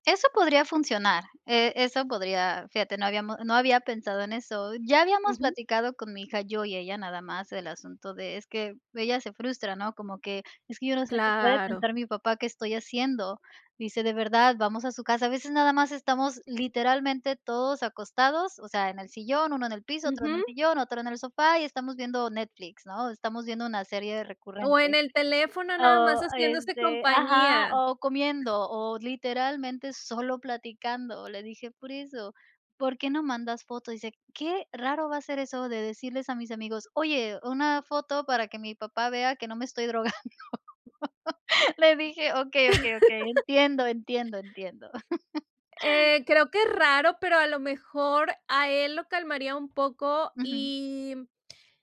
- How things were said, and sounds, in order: drawn out: "Claro"; other noise; tapping; laughing while speaking: "estoy drogando"; laugh; other background noise; laugh
- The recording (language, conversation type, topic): Spanish, advice, ¿Cómo puedo manejar las peleas recurrentes con mi pareja sobre la crianza de nuestros hijos?